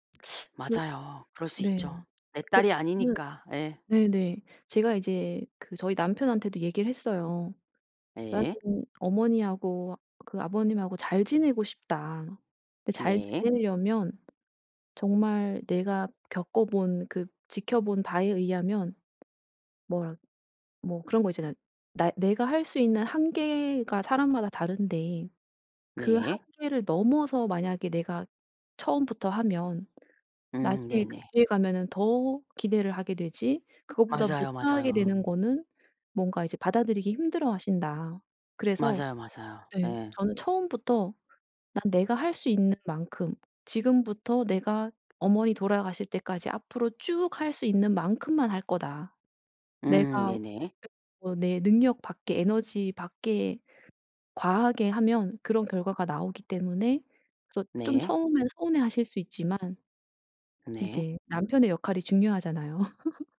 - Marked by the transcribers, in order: other background noise; tapping; laugh
- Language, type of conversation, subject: Korean, podcast, 시부모님과의 관계는 보통 어떻게 관리하세요?